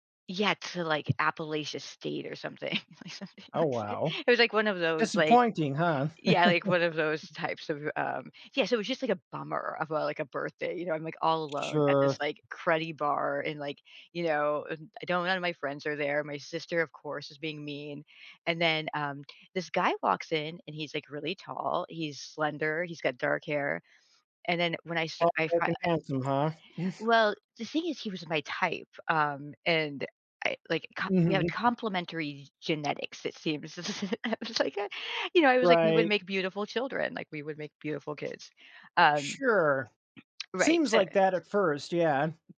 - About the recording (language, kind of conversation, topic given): English, advice, How can I move past regret from a decision?
- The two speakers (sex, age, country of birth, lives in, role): female, 45-49, United States, United States, user; male, 35-39, United States, United States, advisor
- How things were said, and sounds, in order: laughing while speaking: "something"; laugh; laugh; sniff; other noise; chuckle; laugh; laughing while speaking: "I was, like, Ah"; throat clearing; lip smack; other background noise